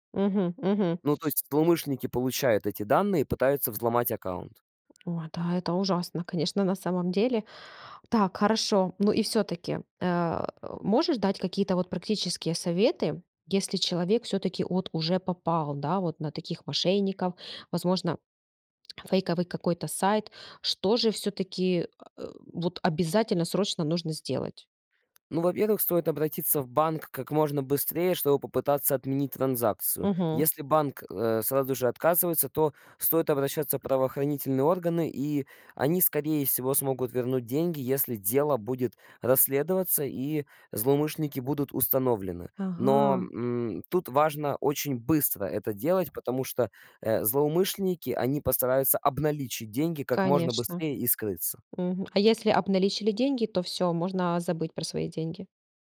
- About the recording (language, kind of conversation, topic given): Russian, podcast, Как отличить надёжный сайт от фейкового?
- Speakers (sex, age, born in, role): female, 35-39, Ukraine, host; male, 18-19, Ukraine, guest
- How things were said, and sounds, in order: other background noise; tapping; lip smack